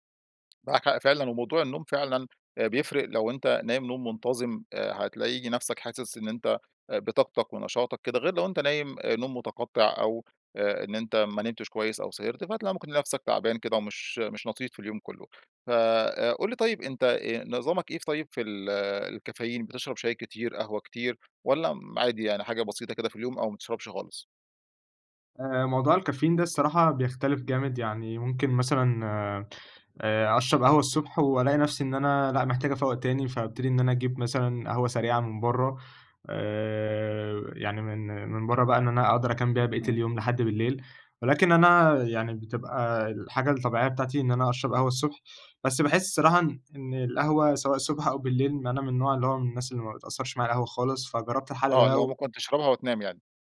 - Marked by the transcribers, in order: tapping
- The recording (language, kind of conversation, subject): Arabic, advice, إزاي أتعامل مع التشتت وقلة التركيز وأنا بشتغل أو بذاكر؟